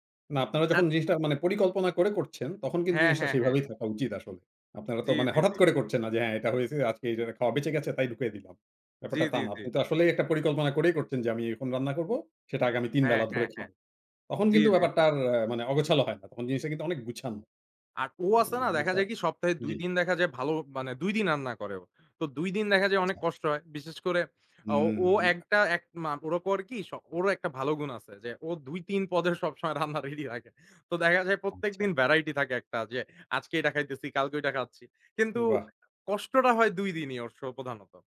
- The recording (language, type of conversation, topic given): Bengali, podcast, বাড়ির কাজ ভাগ করে নেওয়ার আদর্শ নীতি কেমন হওয়া উচিত?
- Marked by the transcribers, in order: other background noise; laughing while speaking: "রান্না রেডি রাখে"